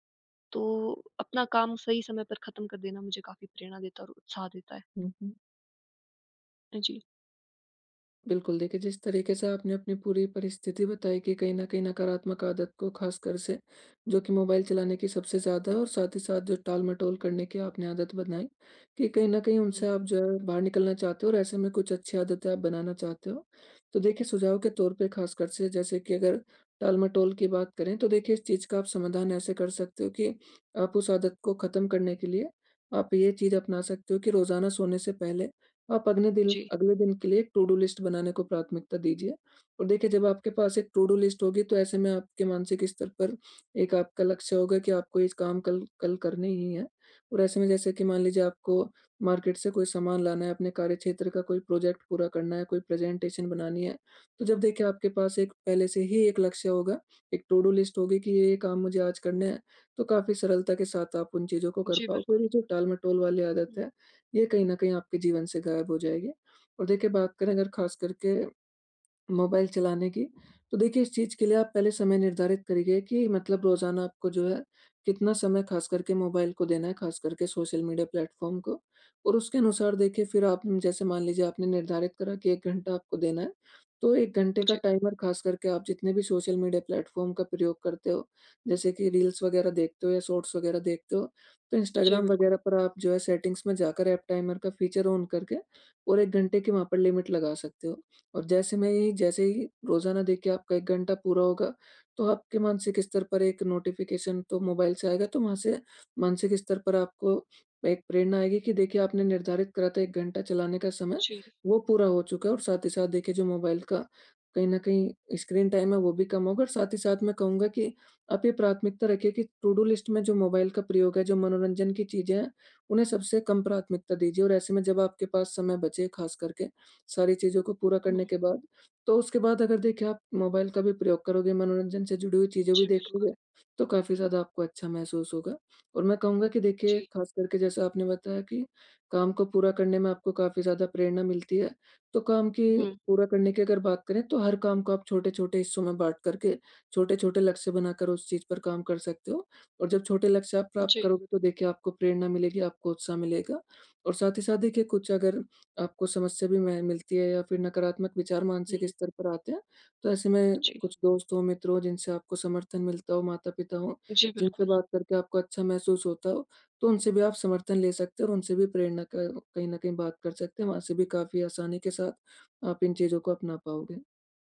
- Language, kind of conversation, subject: Hindi, advice, मैं नकारात्मक आदतों को बेहतर विकल्पों से कैसे बदल सकता/सकती हूँ?
- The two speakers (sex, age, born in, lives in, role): female, 20-24, India, India, user; male, 20-24, India, India, advisor
- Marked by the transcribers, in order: tapping; other street noise; "बनाई" said as "बदनाई"; in English: "टू-डू लिस्ट"; in English: "टू-डू लिस्ट"; in English: "मार्केट"; in English: "प्रोजेक्ट"; in English: "प्रेजेंटेशन"; in English: "टू-डू लिस्ट"; in English: "प्लेटफॉर्म"; in English: "टाइमर"; in English: "प्लेटफॉर्म"; in English: "टाइमर"; in English: "फ़ीचर ऑन"; in English: "लिमिट"; in English: "नोटिफ़िकेशन"; in English: "टाइम"; in English: "टू-डू लिस्ट"